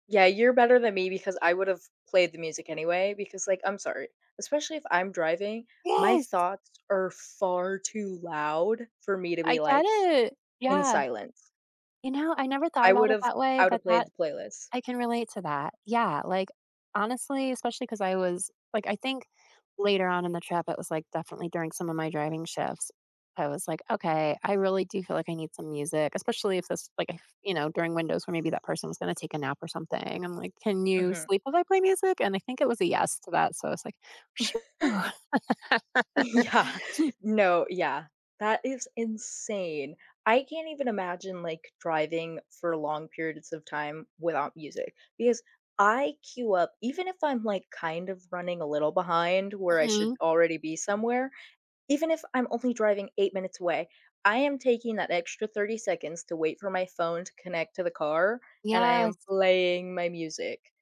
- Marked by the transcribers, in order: other background noise; chuckle; laughing while speaking: "Yeah"; laugh; other noise; tapping
- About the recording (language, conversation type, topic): English, unstructured, How do you most enjoy experiencing music these days, and how do you share it with others?
- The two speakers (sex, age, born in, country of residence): female, 18-19, United States, United States; female, 55-59, United States, United States